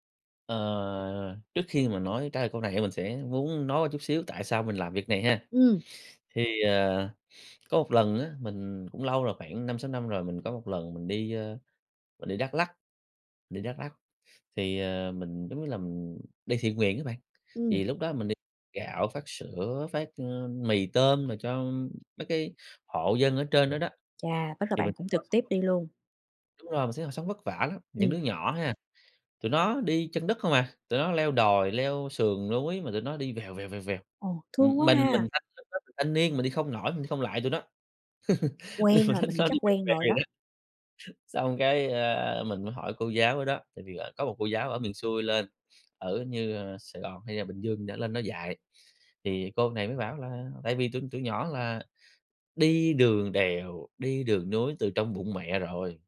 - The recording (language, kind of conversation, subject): Vietnamese, podcast, Bạn có thể kể một kỷ niệm khiến bạn tự hào về văn hoá của mình không nhỉ?
- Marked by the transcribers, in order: tapping; sniff; unintelligible speech; laugh; laughing while speaking: "Nhưng mà nó nó đi veo veo"